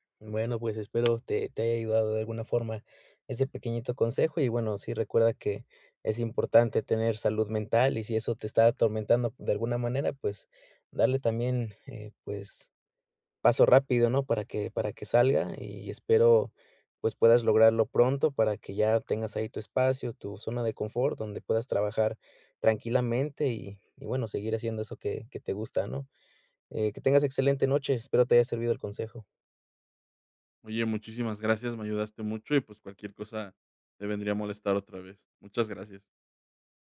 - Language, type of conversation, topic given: Spanish, advice, ¿Cómo puedo descomponer una meta grande en pasos pequeños y alcanzables?
- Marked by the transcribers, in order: other background noise